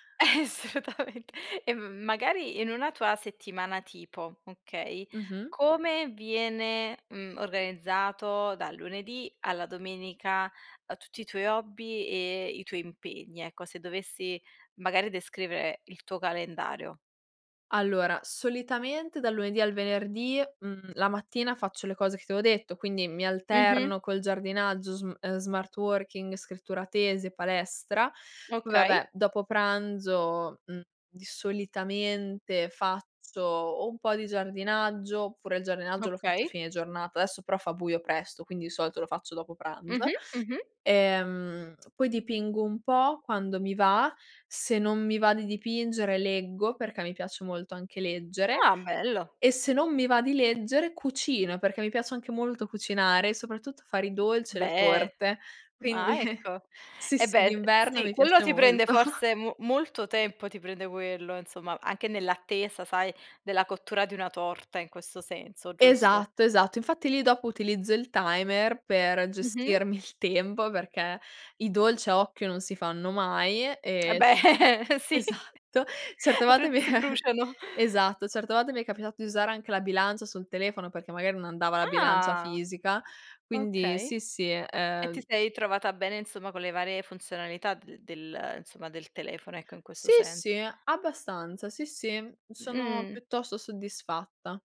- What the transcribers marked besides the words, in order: chuckle; laughing while speaking: "Assolutamente"; in English: "sm smart working"; laughing while speaking: "quindi"; laughing while speaking: "molto"; "insomma" said as "inzomma"; laughing while speaking: "tempo"; chuckle; laughing while speaking: "beh sì"; chuckle; chuckle
- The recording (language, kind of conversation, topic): Italian, podcast, Come programmi la tua giornata usando il calendario?